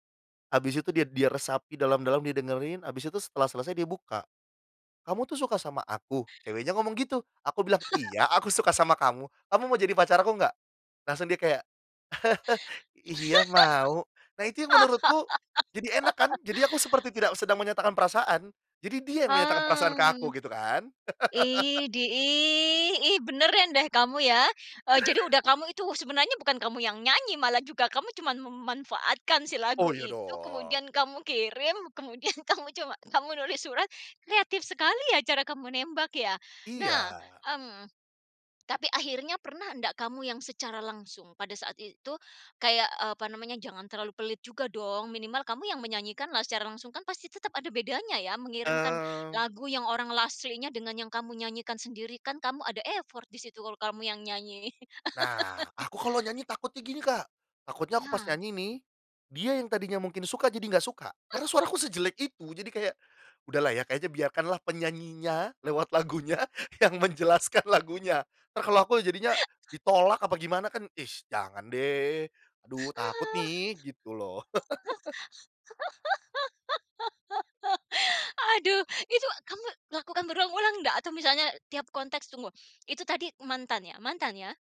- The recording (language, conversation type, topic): Indonesian, podcast, Pernahkah ada lagu yang jadi lagu tema hubunganmu, dan bagaimana ceritanya?
- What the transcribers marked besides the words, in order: laugh; laugh; laugh; laugh; in English: "effort"; laugh; laughing while speaking: "lagunya yang menjelaskan lagunya"; laugh